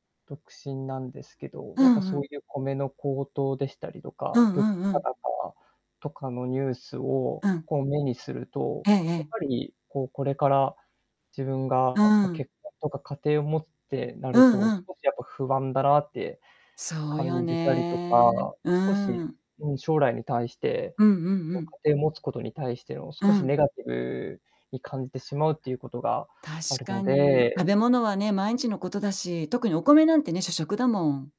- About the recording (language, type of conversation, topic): Japanese, unstructured, 最近のニュースで、いちばん嫌だと感じた出来事は何ですか？
- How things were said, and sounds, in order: distorted speech